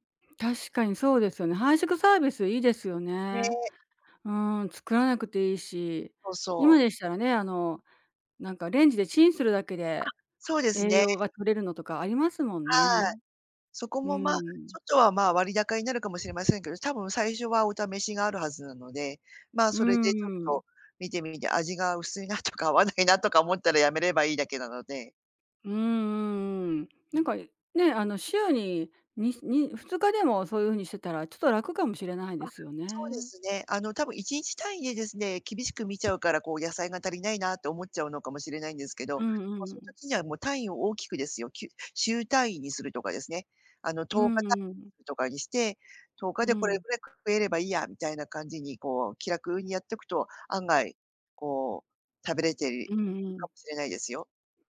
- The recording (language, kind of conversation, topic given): Japanese, advice, 食事計画を続けられないのはなぜですか？
- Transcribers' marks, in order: other background noise; laughing while speaking: "味が薄いなとか合わないなとか思ったら"; tapping